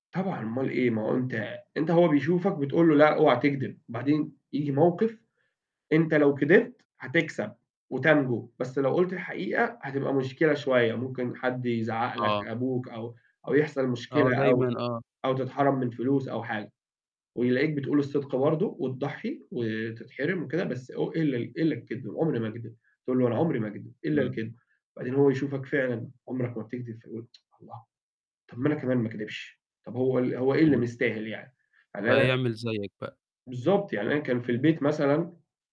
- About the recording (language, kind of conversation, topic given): Arabic, podcast, إزاي تورّث قيمك لولادك من غير ما تفرضها عليهم؟
- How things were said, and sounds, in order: tsk